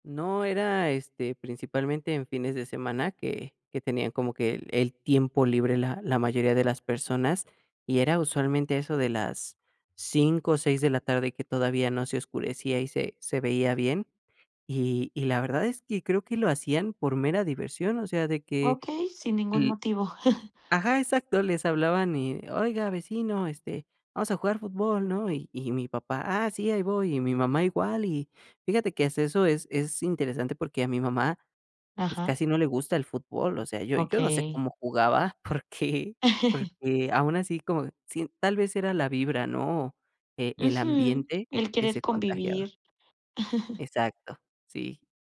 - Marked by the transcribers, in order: chuckle; chuckle; laughing while speaking: "porque"; chuckle
- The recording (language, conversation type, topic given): Spanish, podcast, ¿Qué pasatiempo te conectaba con tu familia y por qué?